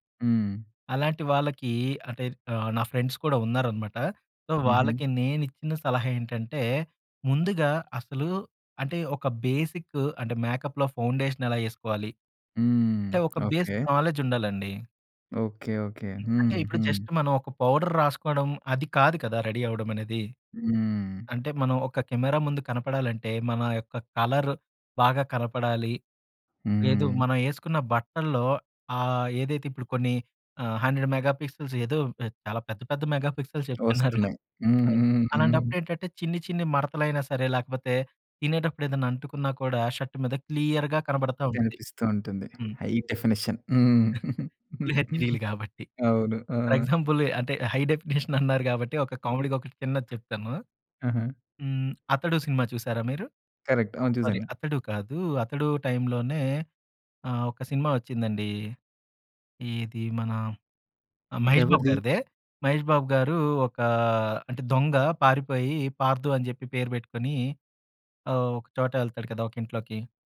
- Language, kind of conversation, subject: Telugu, podcast, కెమెరా ముందు ఆత్మవిశ్వాసంగా కనిపించేందుకు సులభమైన చిట్కాలు ఏమిటి?
- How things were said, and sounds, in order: in English: "ఫ్రెండ్స్"; in English: "సో"; in English: "బేసిక్"; in English: "మేకప్‌లో ఫౌండేషన్"; in English: "బేసిక్ నాలెడ్జ్"; tapping; other background noise; in English: "జస్ట్"; in English: "పౌడర్"; in English: "రెడీ"; in English: "కలర్"; in English: "హండ్రెడ్ మెగా పిక్సెల్స్"; in English: "మెగా పిక్సెల్స్"; in English: "షర్ట్"; in English: "క్లియర్‌గా"; in English: "హై డెఫినిషన్"; giggle; in English: "ఫుల్"; giggle; in English: "ఫర్ ఎగ్జాంపుల్"; in English: "హై డెఫినిషన్"; in English: "కామెడీగ"; in English: "కరెక్ట్"; in English: "సారీ"